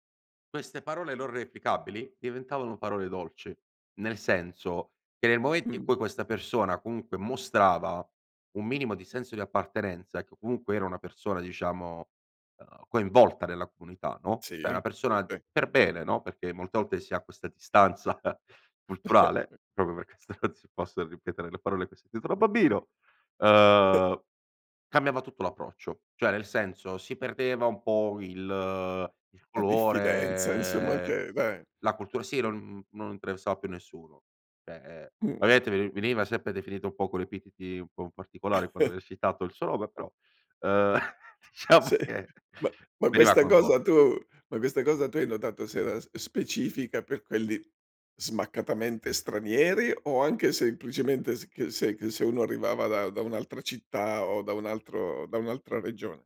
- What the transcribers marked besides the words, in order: chuckle; laughing while speaking: "distanza"; laughing while speaking: "perché se non si possono … sentito da bambino"; chuckle; chuckle; unintelligible speech; laughing while speaking: "ehm, diciamo che"; laughing while speaking: "Sì"
- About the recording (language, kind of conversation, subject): Italian, podcast, Quali valori dovrebbero unire un quartiere?